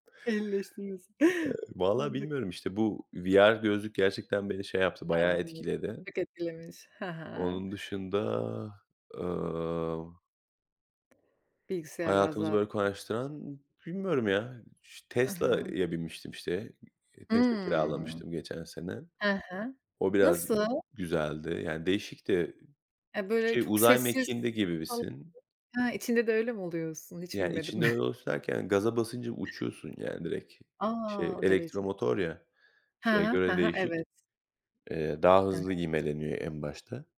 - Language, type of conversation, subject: Turkish, unstructured, Geçmişteki hangi buluş seni en çok etkiledi?
- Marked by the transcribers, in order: laughing while speaking: "Ehlileştirilmesi"; unintelligible speech; other background noise; "gibisin" said as "gibibisin"; laughing while speaking: "binmedim"; unintelligible speech; unintelligible speech